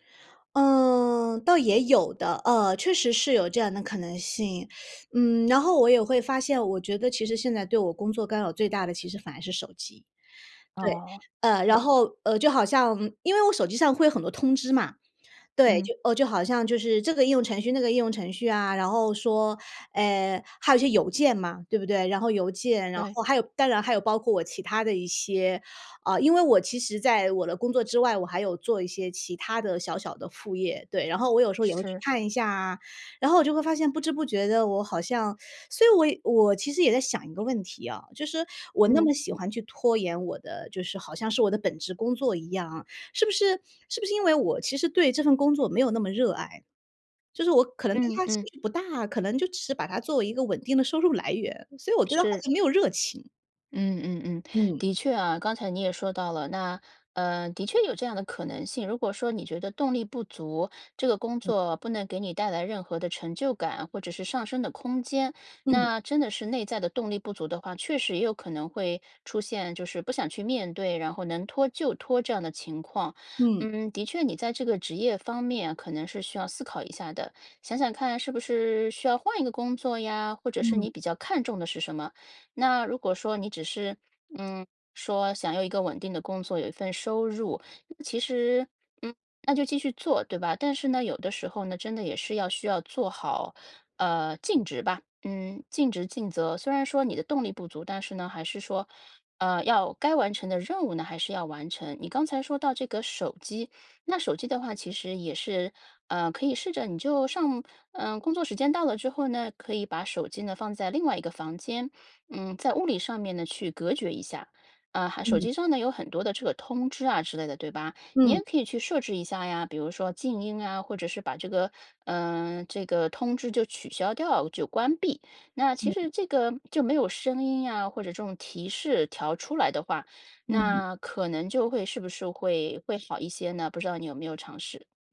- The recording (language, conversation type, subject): Chinese, advice, 我总是拖延重要任务、迟迟无法开始深度工作，该怎么办？
- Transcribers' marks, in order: teeth sucking; laughing while speaking: "稳定的收入来源"